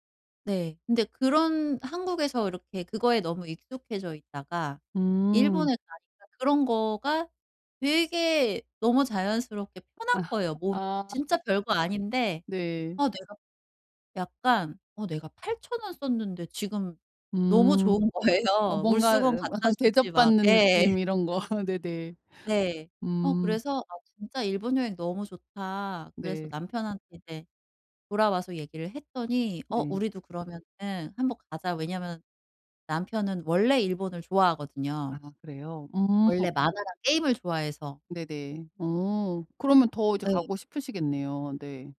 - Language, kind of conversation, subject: Korean, advice, 여행 중 갑자기 스트레스나 불안이 올라올 때 어떻게 진정하면 좋을까요?
- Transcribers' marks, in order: tapping; other background noise; laughing while speaking: "거예요"; laugh; laughing while speaking: "예"; laugh